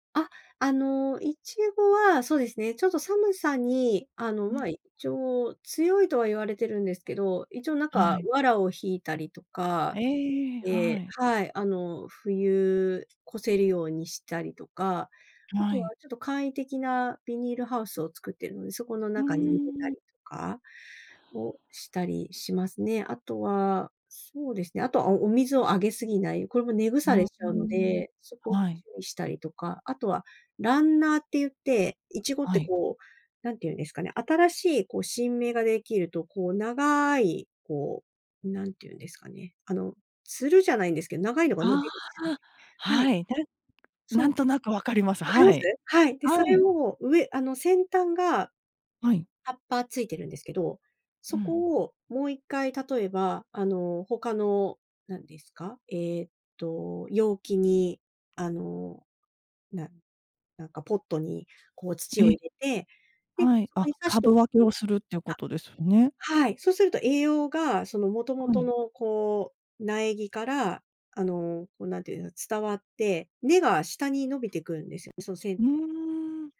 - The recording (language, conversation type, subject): Japanese, podcast, ベランダで手間をかけずに家庭菜園を作るにはどうすればいいですか？
- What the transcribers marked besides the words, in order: other background noise